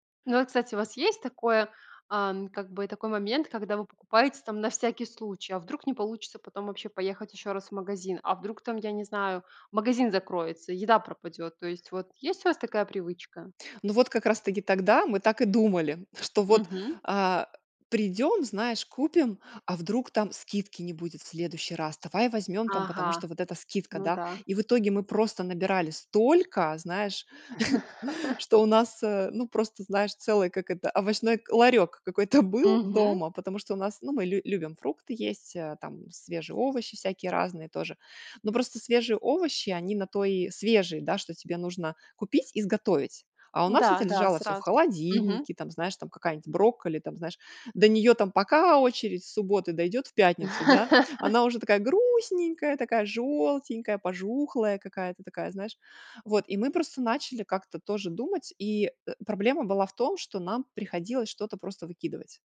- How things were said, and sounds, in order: stressed: "столько"; chuckle; laugh; chuckle; laugh
- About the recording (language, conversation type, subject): Russian, podcast, Как уменьшить пищевые отходы в семье?